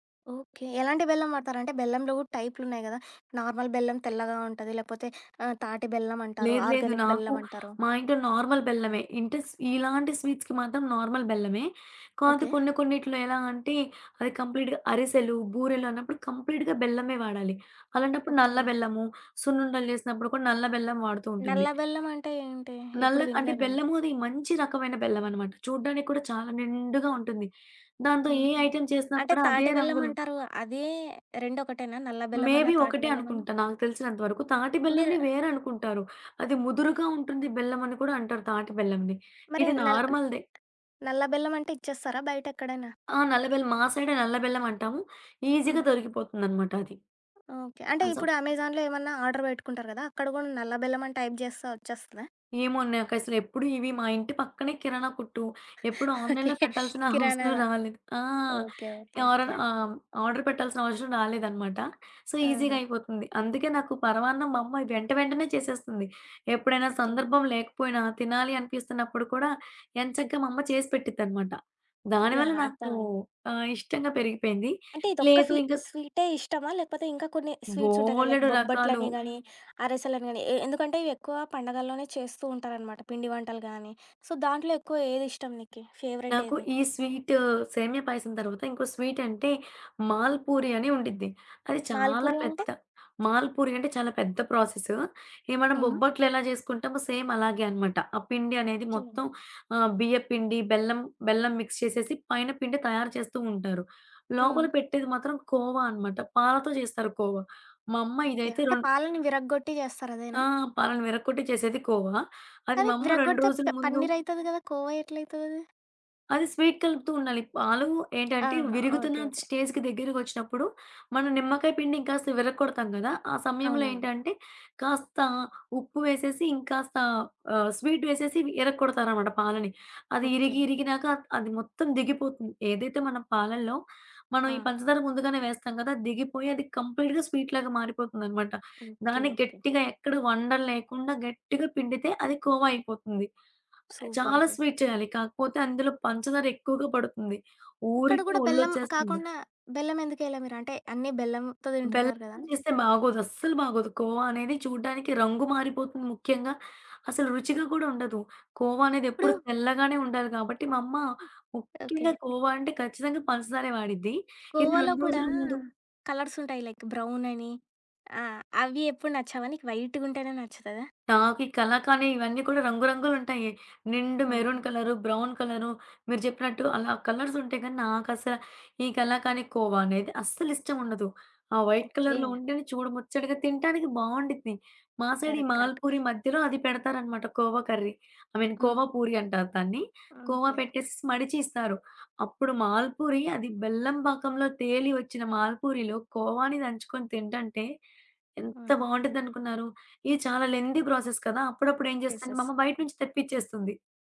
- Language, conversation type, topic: Telugu, podcast, మీ ఇంట్లో మీకు అత్యంత ఇష్టమైన సాంప్రదాయ వంటకం ఏది?
- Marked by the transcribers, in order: in English: "నార్మల్"; in English: "ఆర్గానిక్"; in English: "నార్మల్"; in English: "స్వీట్స్‌కి"; in English: "నార్మల్"; in English: "కంప్లీట్‌గా"; in English: "కంప్లీట్‌గా"; in English: "ఐటెమ్"; in English: "మేబీ"; tapping; in English: "ఈజీగా"; in English: "సో"; in English: "అమెజాన్‌లో"; in English: "ఆర్డర్"; in English: "టైప్"; other background noise; giggle; in English: "ఆన్‌లైన్‌లో"; giggle; in English: "ఆర్డర్"; in English: "సో, ఈజీగా"; in English: "లైక్"; in English: "సో"; in English: "ఫేవరెట్"; in English: "సేమ్"; in English: "మిక్స్"; in English: "కంప్లీట్‌గా"; in English: "లైక్ బ్రౌన్"; in English: "మెరూన్"; in English: "బ్రౌన్"; in English: "వైట్ కలర్‌లో"; in English: "సైడ్"; in English: "కరెక్ట్. కరెక్ట్"; in English: "కర్రీ. ఐ మీన్"; in English: "లెంథీ ప్రాసెస్"; in English: "యెస్. యెస్"